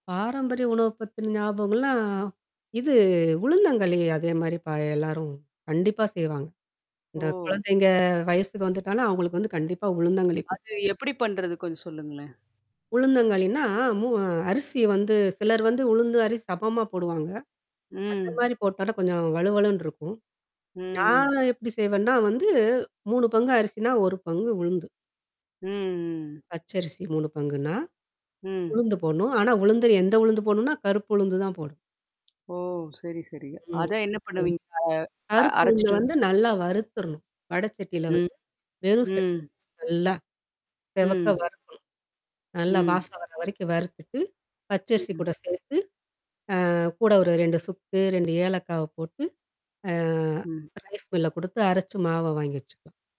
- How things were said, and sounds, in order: static; tapping; other background noise; mechanical hum; distorted speech; drawn out: "நான்"; drawn out: "ம்"; drawn out: "ம்"; background speech; in English: "ரைஸ் மில்ல"
- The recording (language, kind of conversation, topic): Tamil, podcast, உங்கள் பாரம்பரிய உணவுகளில் உங்களுக்குப் பிடித்த ஒரு இதமான உணவைப் பற்றி சொல்ல முடியுமா?